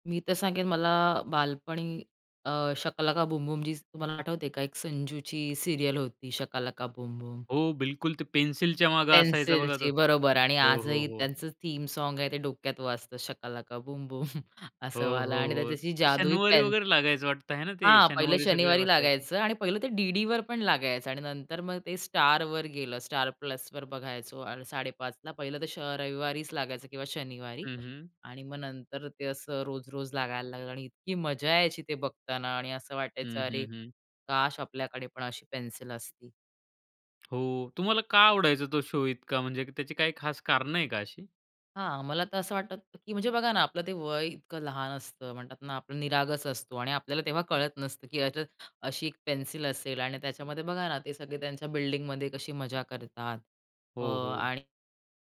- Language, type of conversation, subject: Marathi, podcast, बालपणी तुम्हाला कोणता दूरदर्शन कार्यक्रम सर्वात जास्त आवडायचा?
- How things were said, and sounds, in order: tapping; other noise; in English: "सीरियल"; in English: "थीम सॉन्ग"; chuckle; other background noise; in English: "शो"